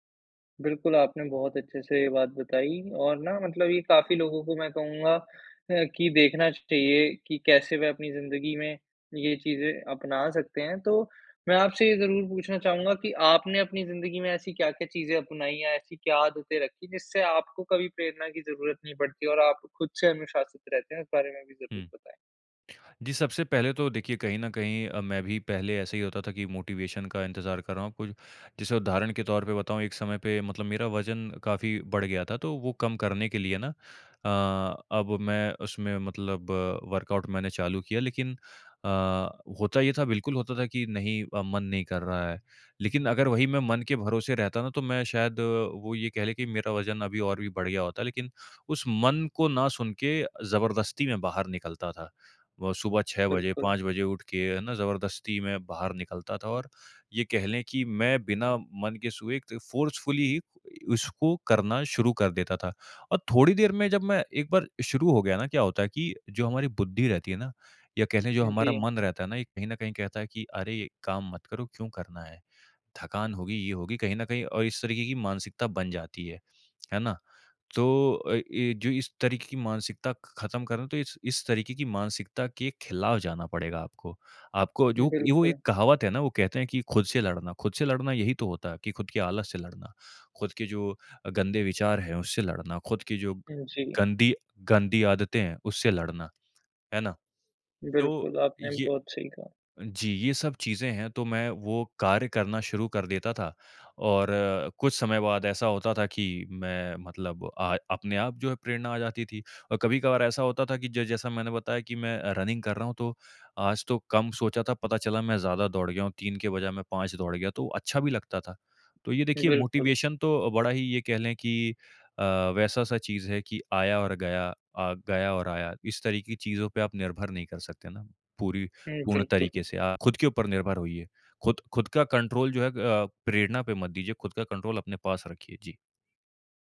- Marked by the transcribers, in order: in English: "मोटिवेशन"; in English: "वर्कआउट"; in English: "फ़ोर्सफुली"; in English: "रनिंग"; in English: "मोटिवेशन"; in English: "कंट्रोल"; in English: "कंट्रोल"
- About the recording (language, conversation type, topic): Hindi, podcast, जब प्रेरणा गायब हो जाती है, आप क्या करते हैं?